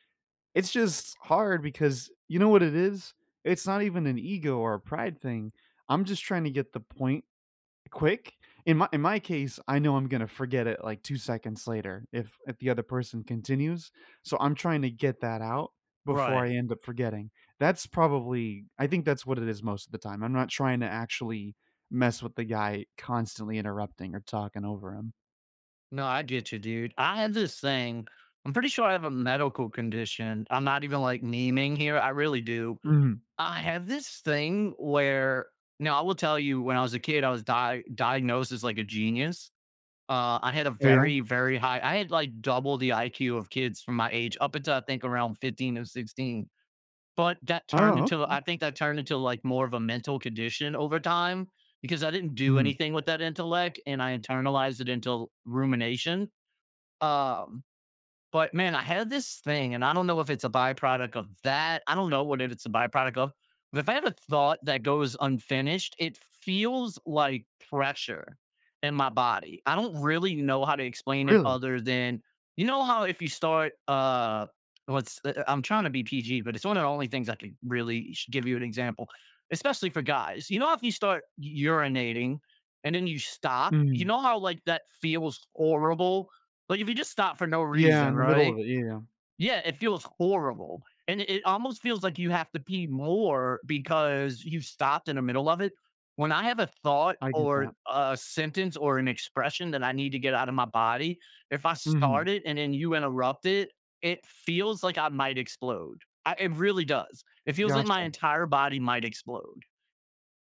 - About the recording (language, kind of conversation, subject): English, unstructured, How can I keep conversations balanced when someone else dominates?
- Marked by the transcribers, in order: tapping; other background noise